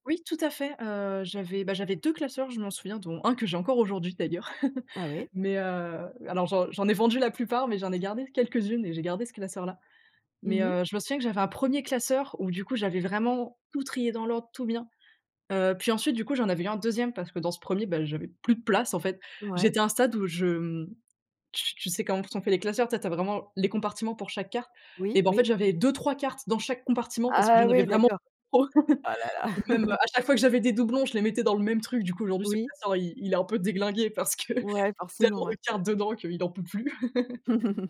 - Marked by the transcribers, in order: chuckle; chuckle; laughing while speaking: "parce que tellement de cartes dedans qu'il en peut plus"
- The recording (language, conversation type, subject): French, podcast, Quel souvenir te revient quand tu penses à tes loisirs d'enfance ?